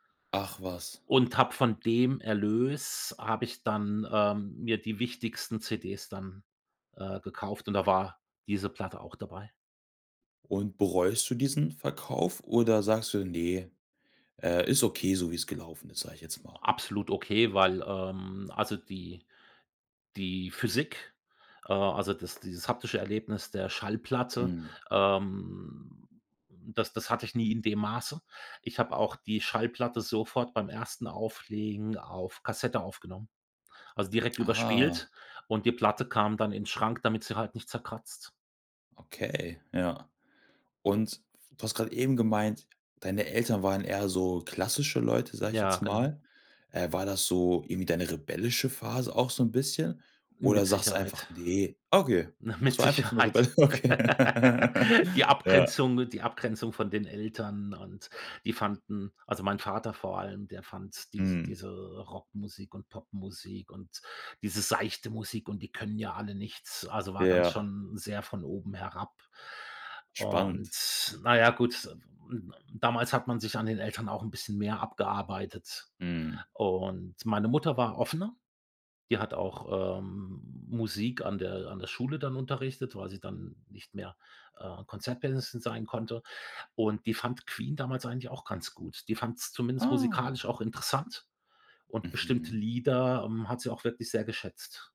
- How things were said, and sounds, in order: tapping; drawn out: "ähm"; laughing while speaking: "Sicherheit"; laugh; laughing while speaking: "rebelli okay"; chuckle; other noise; anticipating: "Ah"
- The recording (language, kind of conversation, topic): German, podcast, Hast du Erinnerungen an das erste Album, das du dir gekauft hast?